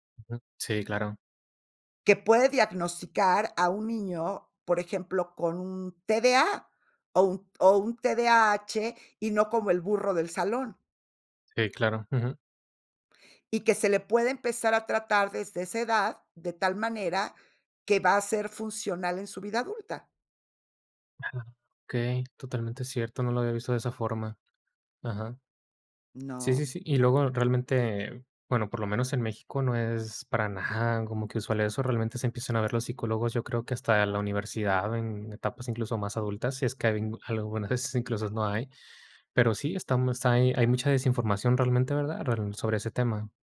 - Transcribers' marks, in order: none
- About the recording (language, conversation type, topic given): Spanish, podcast, ¿Qué papel cumple el error en el desaprendizaje?